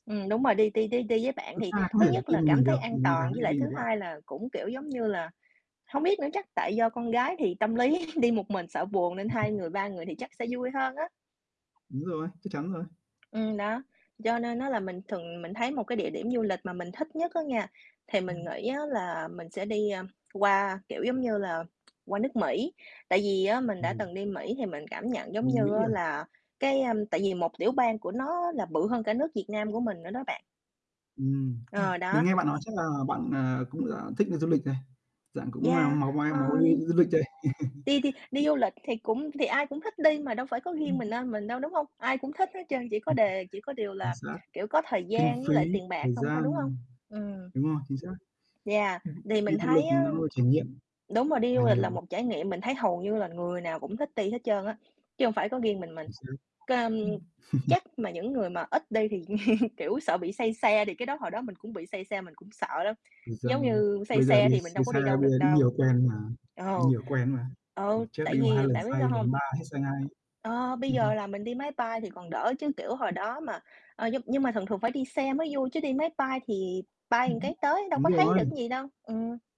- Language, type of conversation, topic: Vietnamese, unstructured, Bạn thích đi du lịch ở đâu nhất?
- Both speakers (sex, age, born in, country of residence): female, 30-34, United States, United States; male, 40-44, Vietnam, Vietnam
- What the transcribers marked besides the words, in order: static; distorted speech; other background noise; tapping; chuckle; chuckle; unintelligible speech; chuckle; chuckle; chuckle; "một" said as "ừn"